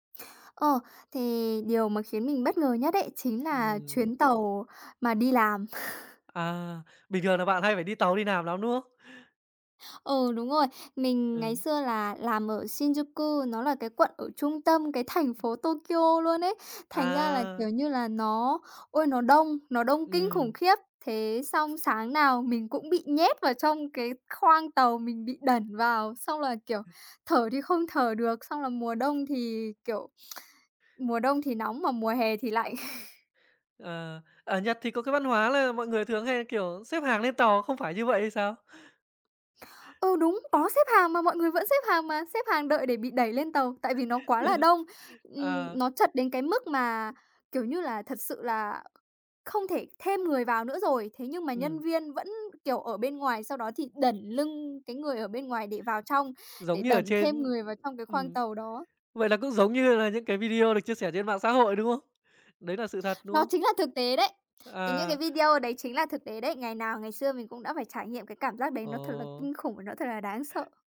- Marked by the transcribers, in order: laugh; "làm" said as "nàm"; chuckle; unintelligible speech; tapping; other background noise
- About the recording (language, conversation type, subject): Vietnamese, podcast, Bạn có thể kể về một lần bạn bất ngờ trước văn hóa địa phương không?